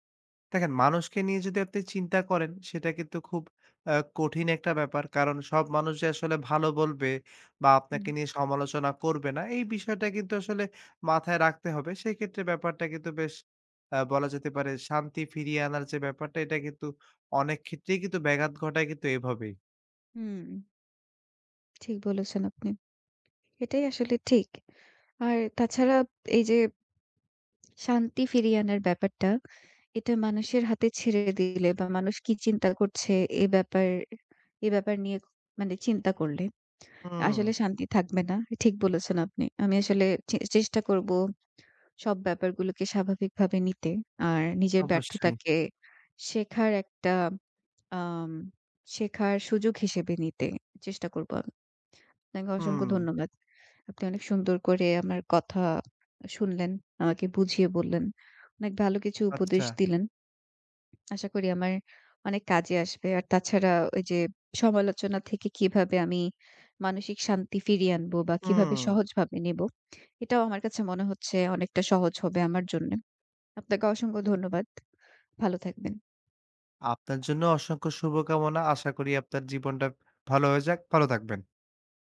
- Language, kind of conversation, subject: Bengali, advice, জনসমক্ষে ভুল করার পর তীব্র সমালোচনা সহ্য করে কীভাবে মানসিক শান্তি ফিরিয়ে আনতে পারি?
- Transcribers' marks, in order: other background noise; horn; tapping